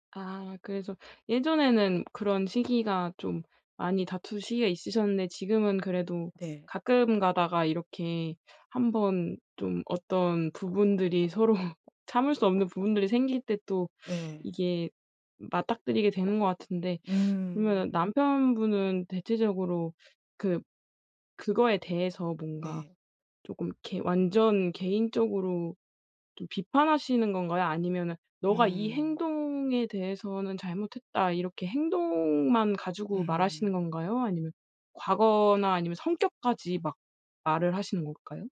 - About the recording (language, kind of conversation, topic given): Korean, advice, 어떻게 하면 비판을 개인적으로 받아들이지 않을 수 있을까
- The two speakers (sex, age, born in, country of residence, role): female, 25-29, South Korea, South Korea, advisor; female, 50-54, South Korea, Germany, user
- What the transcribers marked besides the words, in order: tapping; other background noise; teeth sucking; laugh